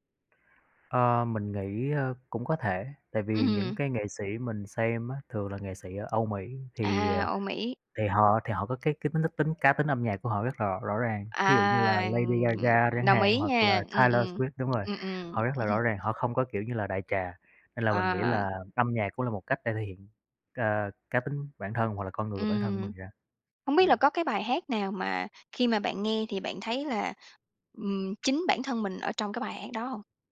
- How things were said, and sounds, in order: tapping; chuckle
- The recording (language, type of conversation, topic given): Vietnamese, podcast, Thể loại nhạc nào có thể khiến bạn vui hoặc buồn ngay lập tức?